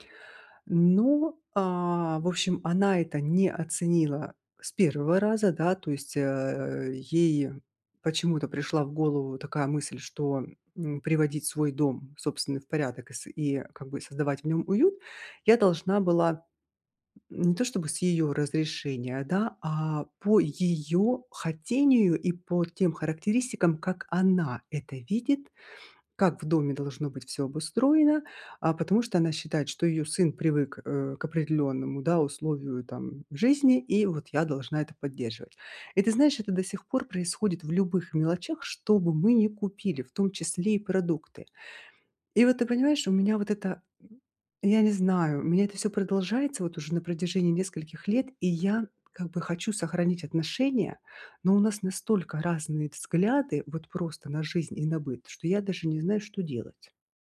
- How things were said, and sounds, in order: none
- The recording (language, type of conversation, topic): Russian, advice, Как сохранить хорошие отношения, если у нас разные жизненные взгляды?